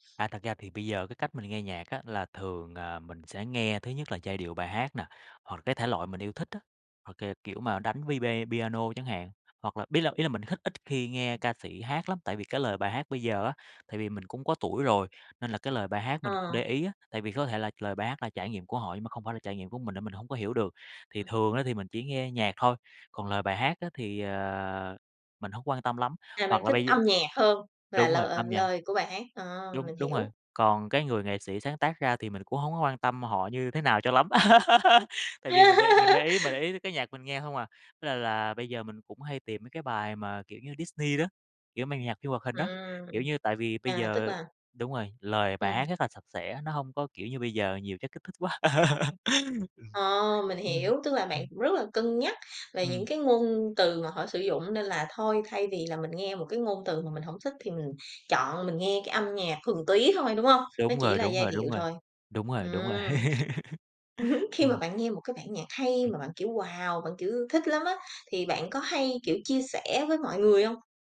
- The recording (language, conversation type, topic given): Vietnamese, podcast, Bạn thường khám phá nhạc mới bằng cách nào?
- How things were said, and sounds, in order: tapping; other background noise; in English: "vi bê"; "vibe" said as "vi bê"; laugh; laugh; other noise; laugh